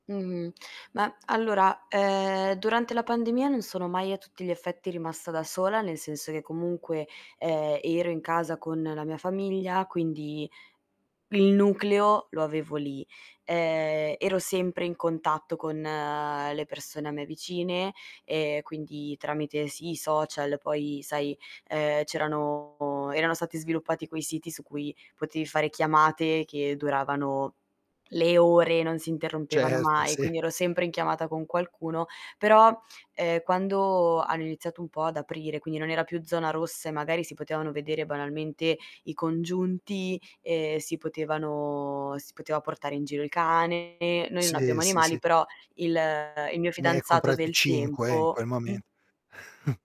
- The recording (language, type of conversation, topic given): Italian, advice, Come descriveresti la tua ansia sociale durante eventi o incontri nuovi e il timore del giudizio altrui?
- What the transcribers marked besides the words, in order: static; distorted speech; drawn out: "potevano"; chuckle